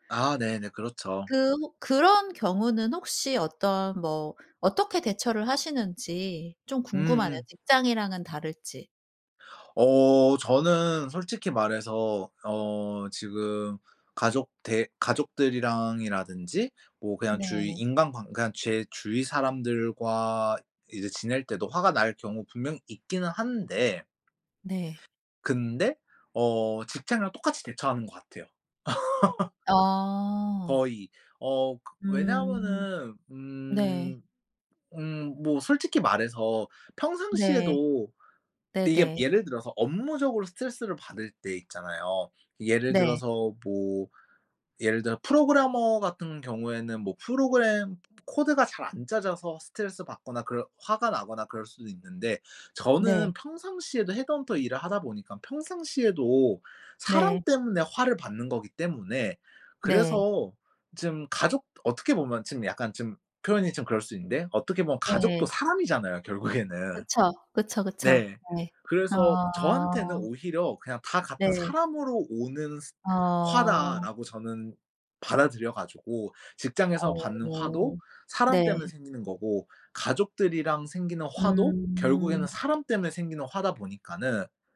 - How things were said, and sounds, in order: wind; laugh; laughing while speaking: "결국에는"; other background noise
- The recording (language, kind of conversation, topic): Korean, podcast, 솔직히 화가 났을 때는 어떻게 해요?